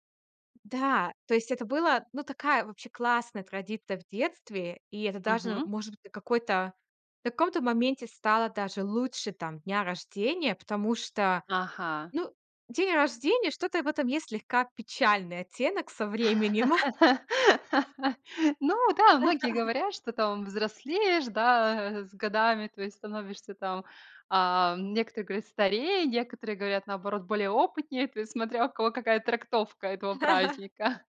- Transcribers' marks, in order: other background noise; laugh; chuckle; laugh; laugh; chuckle
- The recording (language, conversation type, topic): Russian, podcast, Какая семейная традиция со временем стала для вас важнее и дороже?